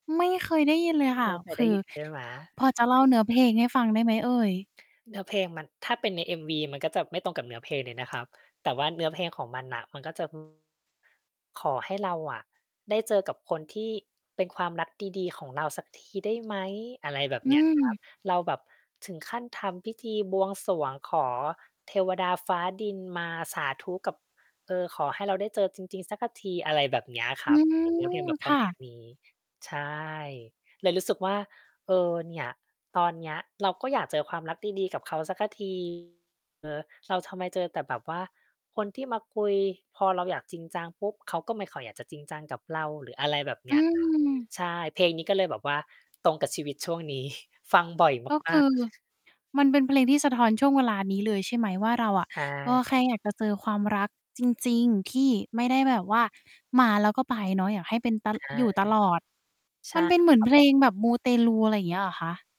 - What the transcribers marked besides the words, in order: static; distorted speech; chuckle; tapping; laughing while speaking: "นี้"; mechanical hum
- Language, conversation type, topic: Thai, podcast, เพลงอะไรที่บอกความเป็นตัวคุณได้ดีที่สุด?